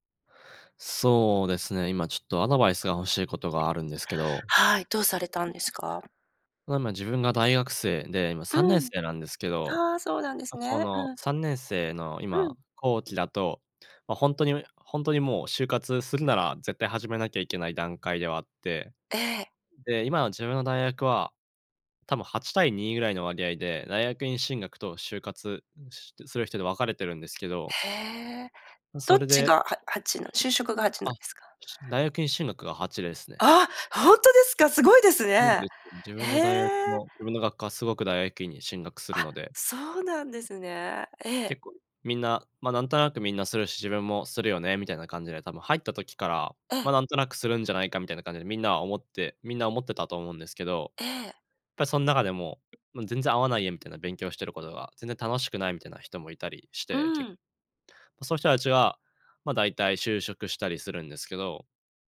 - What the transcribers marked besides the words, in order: surprised: "ああ、ほんとですか？すごいですね"; other background noise
- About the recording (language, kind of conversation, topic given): Japanese, advice, 選択を迫られ、自分の価値観に迷っています。どうすれば整理して決断できますか？